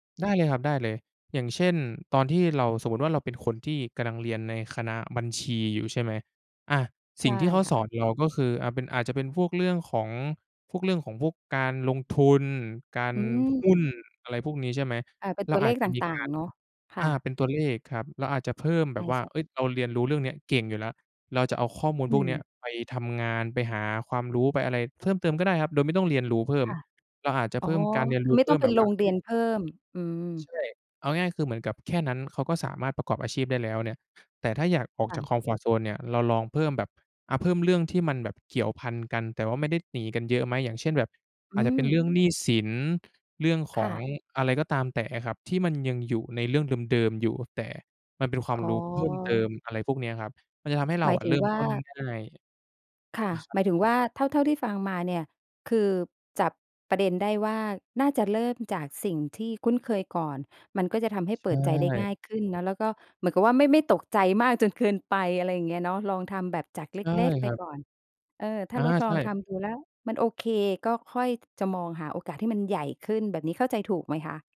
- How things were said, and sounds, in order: other noise; alarm; other background noise; tapping
- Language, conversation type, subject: Thai, podcast, คุณก้าวออกจากโซนที่คุ้นเคยของตัวเองได้อย่างไร?